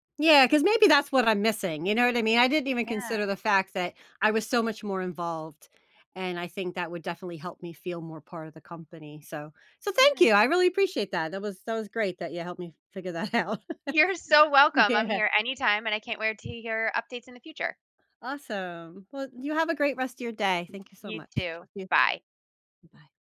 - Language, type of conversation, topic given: English, advice, How do I manage excitement and nerves when starting a new job?
- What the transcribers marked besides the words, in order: laughing while speaking: "You're"; laughing while speaking: "that out. Yeah"; chuckle; other background noise